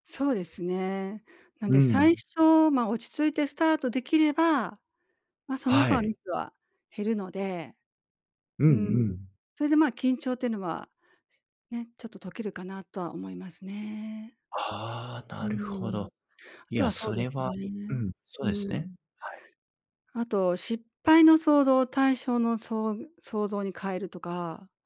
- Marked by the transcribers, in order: none
- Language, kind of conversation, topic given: Japanese, advice, 就職面接や試験で緊張して失敗が怖いとき、どうすれば落ち着いて臨めますか？